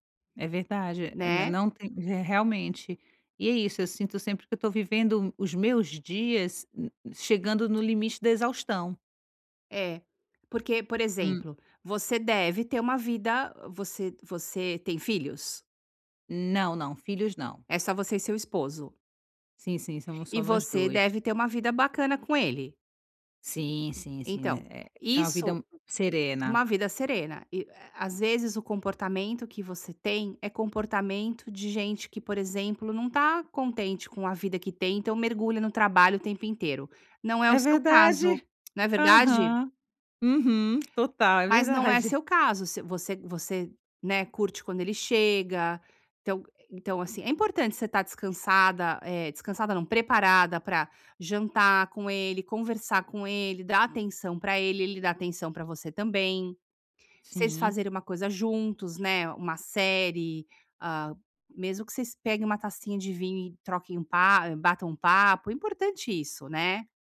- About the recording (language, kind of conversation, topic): Portuguese, advice, Como posso criar uma rotina diária de descanso sem sentir culpa?
- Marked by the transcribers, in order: none